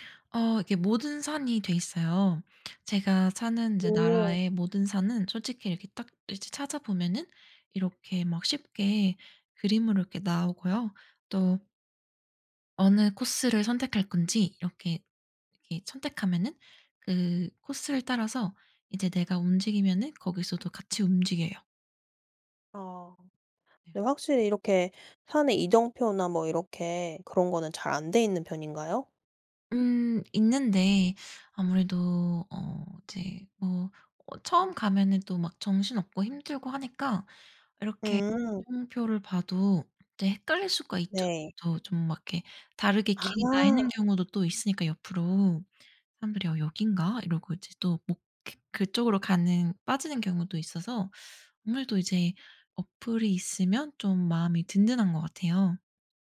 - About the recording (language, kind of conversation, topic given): Korean, podcast, 등산이나 트레킹은 어떤 점이 가장 매력적이라고 생각하시나요?
- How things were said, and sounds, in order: tapping; other background noise